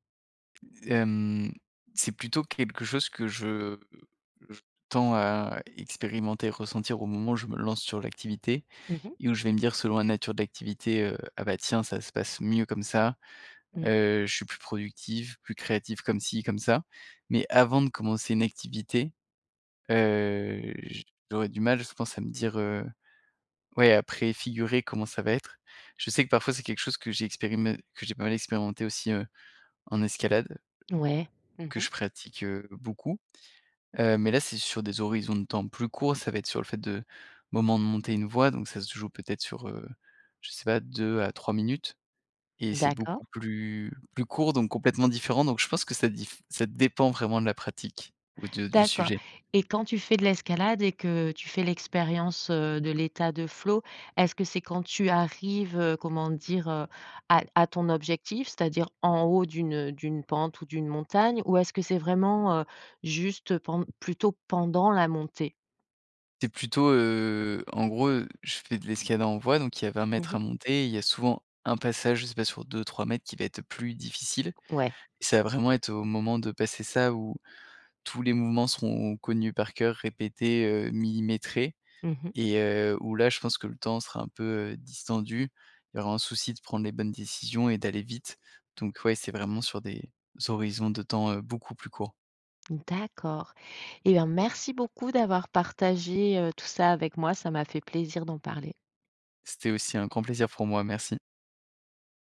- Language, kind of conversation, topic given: French, podcast, Qu’est-ce qui te met dans un état de création intense ?
- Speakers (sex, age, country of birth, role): female, 45-49, France, host; male, 30-34, France, guest
- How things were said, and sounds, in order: "expérimenté" said as "experimé"